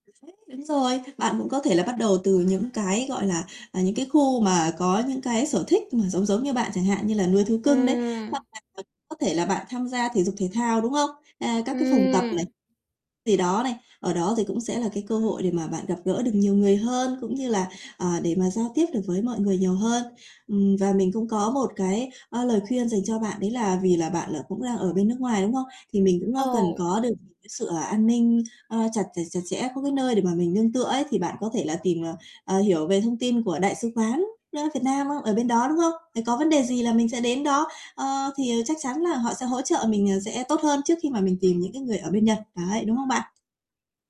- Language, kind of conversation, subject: Vietnamese, advice, Làm sao để bạn nhanh chóng thích nghi khi mọi thứ thay đổi đột ngột?
- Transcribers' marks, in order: unintelligible speech; other background noise; static; distorted speech; tapping